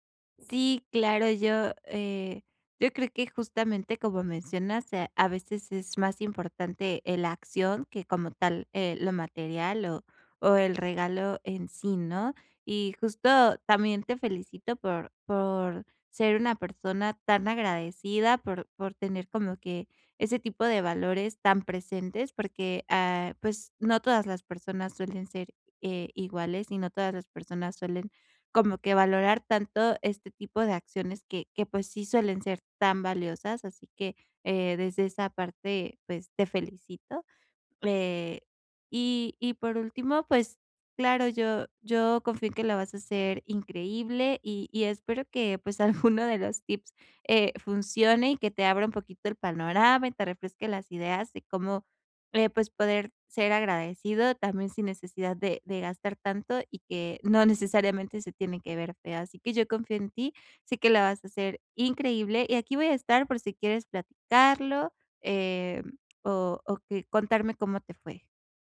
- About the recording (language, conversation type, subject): Spanish, advice, ¿Cómo puedo comprar un regalo memorable sin conocer bien sus gustos?
- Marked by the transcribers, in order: laughing while speaking: "pues, alguno"